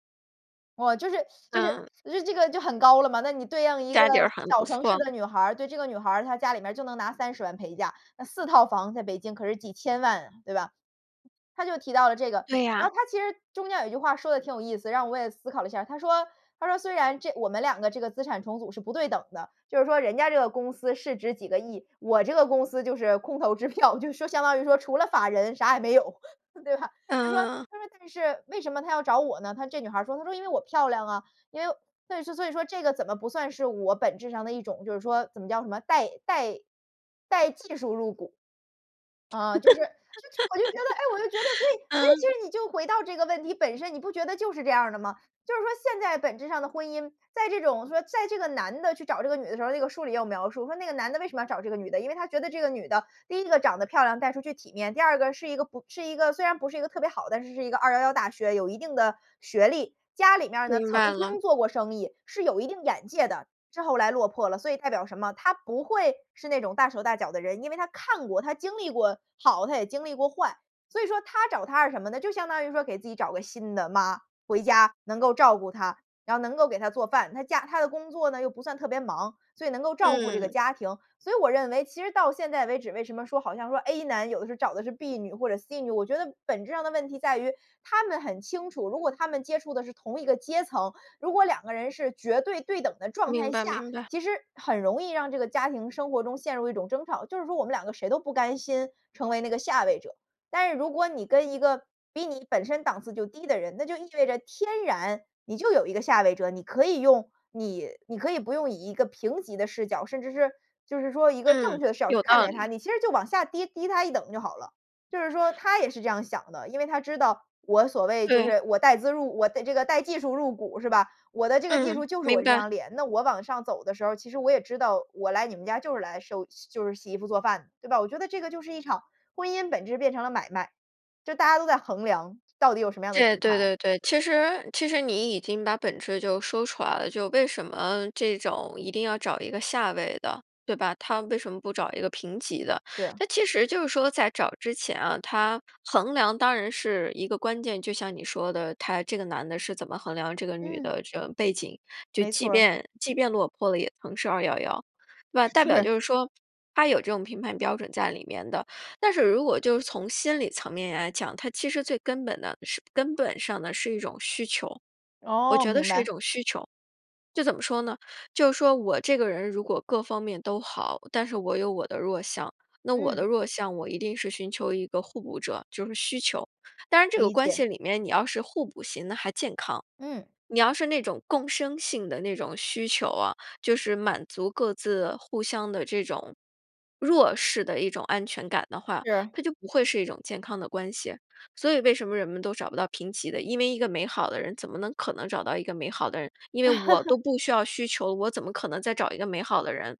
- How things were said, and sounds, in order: laughing while speaking: "支票"; laughing while speaking: "啥也没有， 对吧？"; laugh; other background noise; laugh; joyful: "就是我就觉得，哎，我就觉 … 这个问题本身"; laugh
- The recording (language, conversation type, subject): Chinese, podcast, 你觉得如何区分家庭支持和过度干预？